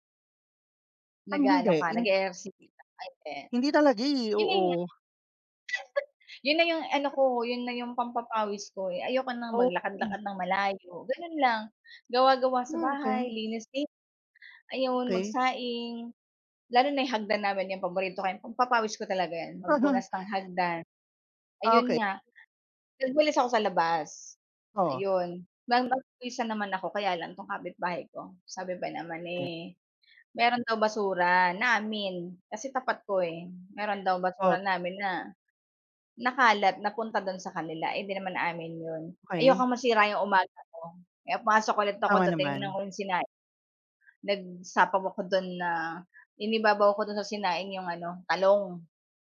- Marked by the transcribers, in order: none
- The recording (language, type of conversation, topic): Filipino, unstructured, Ano-anong mga paraan ang maaari nating gawin upang mapanatili ang respeto sa gitna ng pagtatalo?